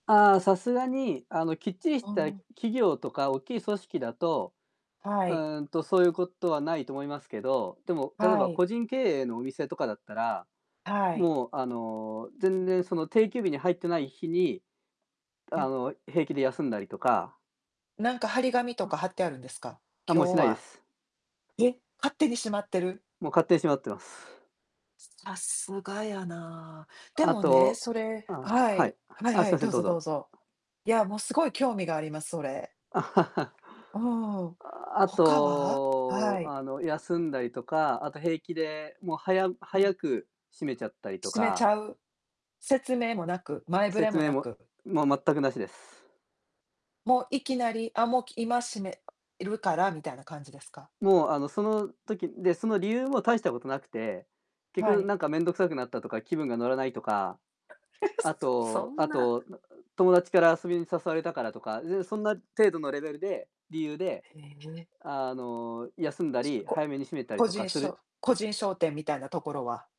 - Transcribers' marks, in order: distorted speech; tapping; laugh; other background noise; laughing while speaking: "え、うそ"
- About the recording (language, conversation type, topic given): Japanese, unstructured, 文化に触れて驚いたことは何ですか？